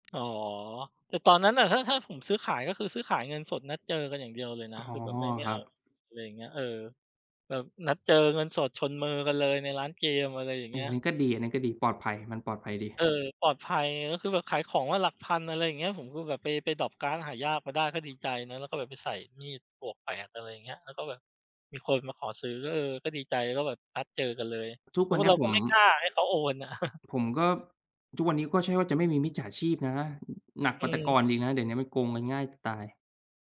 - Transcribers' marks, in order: tapping; other background noise; chuckle
- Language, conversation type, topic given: Thai, unstructured, เคยมีเกมหรือกิจกรรมอะไรที่เล่นแล้วสนุกจนลืมเวลาไหม?